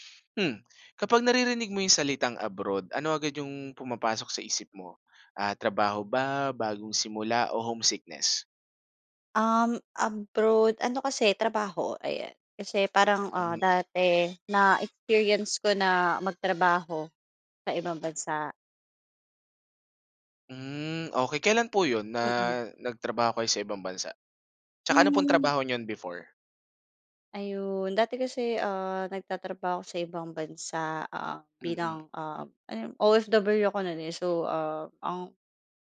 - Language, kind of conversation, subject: Filipino, podcast, Ano ang mga tinitimbang mo kapag pinag-iisipan mong manirahan sa ibang bansa?
- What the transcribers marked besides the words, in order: other background noise; in English: "homesickness?"